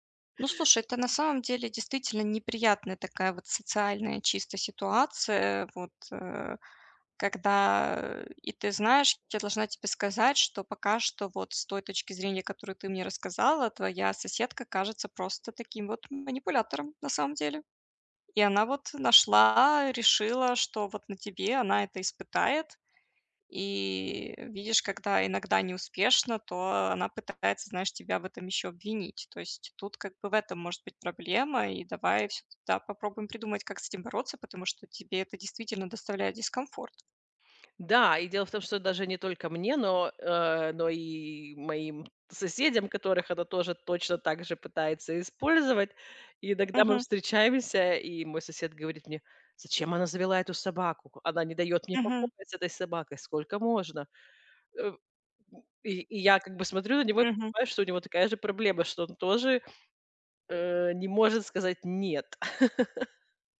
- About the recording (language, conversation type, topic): Russian, advice, Как мне уважительно отказывать и сохранять уверенность в себе?
- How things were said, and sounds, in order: grunt; other background noise; tapping; put-on voice: "Зачем она завела эту собаку? … собакой. Сколько можно?"; sniff; chuckle